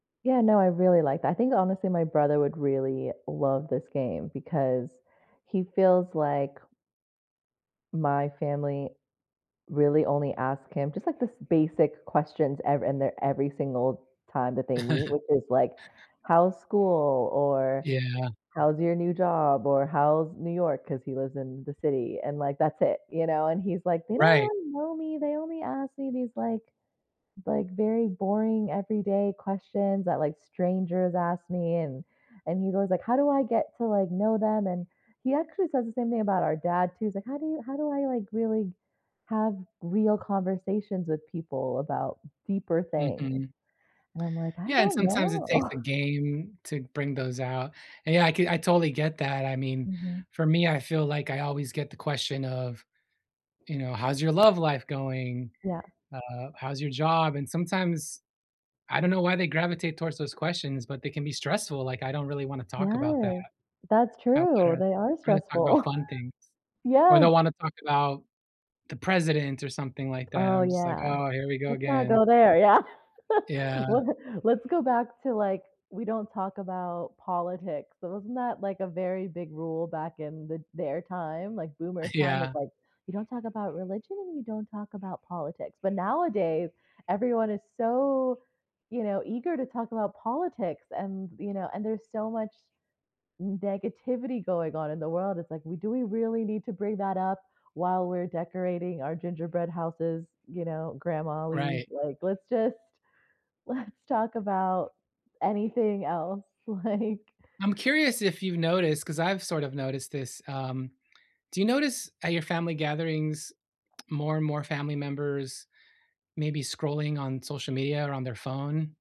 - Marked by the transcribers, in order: chuckle; chuckle; other background noise; laugh; laughing while speaking: "yeah"; laugh; laughing while speaking: "Yeah"; laughing while speaking: "let's"; laughing while speaking: "like"; tapping
- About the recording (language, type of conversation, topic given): English, unstructured, How do family gatherings bring you joy?
- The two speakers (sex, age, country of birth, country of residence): female, 35-39, United States, United States; male, 40-44, United States, United States